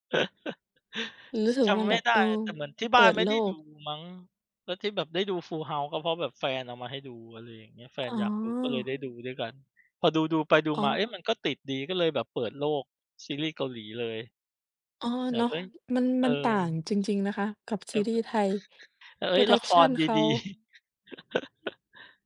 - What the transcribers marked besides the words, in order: chuckle; background speech; other background noise; chuckle; tapping
- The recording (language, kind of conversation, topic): Thai, unstructured, คุณคิดว่างานอดิเรกช่วยลดความเครียดได้จริงไหม?